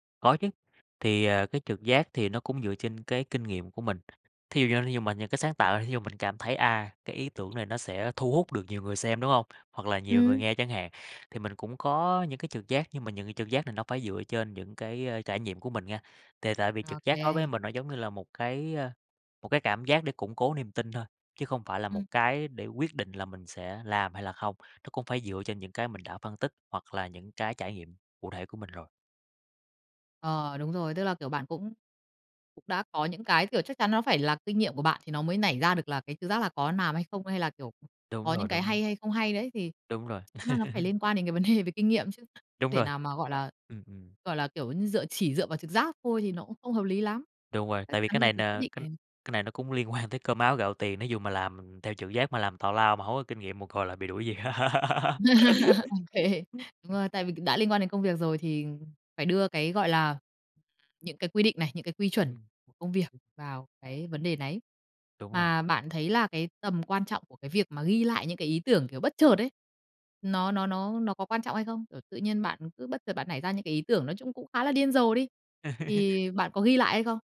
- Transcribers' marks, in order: other background noise; tapping; "làm" said as "nàm"; laugh; laughing while speaking: "đề"; laughing while speaking: "quan"; laugh; laughing while speaking: "OK"; laugh; laugh
- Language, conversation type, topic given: Vietnamese, podcast, Quy trình sáng tạo của bạn thường bắt đầu ra sao?